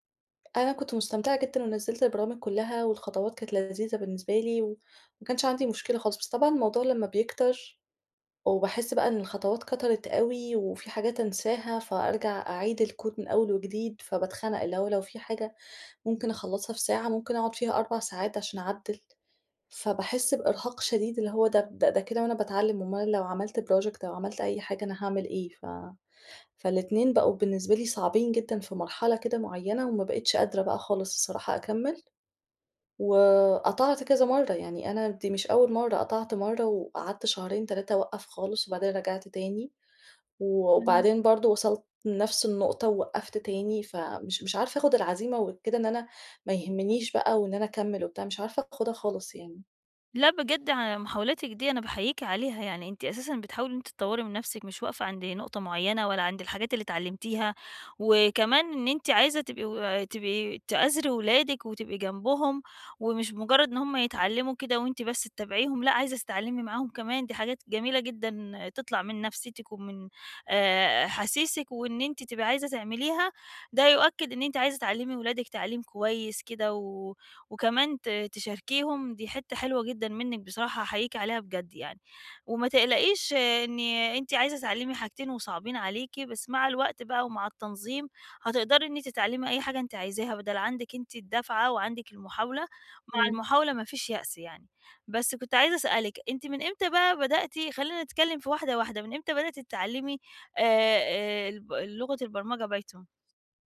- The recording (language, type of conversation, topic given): Arabic, advice, إزاي أتعامل مع الإحباط لما ما بتحسنش بسرعة وأنا بتعلم مهارة جديدة؟
- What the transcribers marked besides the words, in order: tapping; in English: "project"